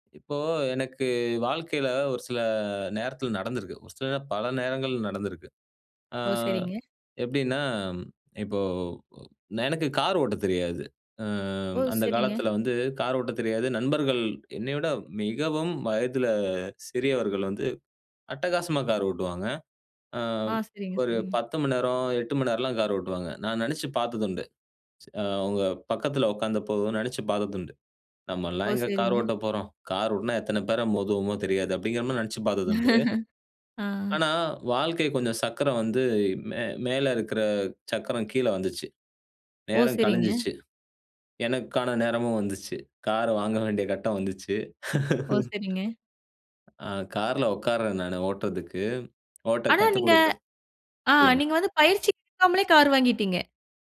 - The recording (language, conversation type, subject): Tamil, podcast, பயத்தை சாதனையாக மாற்றிய அனுபவம் உண்டா?
- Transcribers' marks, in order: laugh; laughing while speaking: "நேரம் கழிஞ்சுச்சு எனக்கான நேரமும் வந்துச்சு கார் வாங்க வேண்டிய கட்டம் வந்துச்சு"; tapping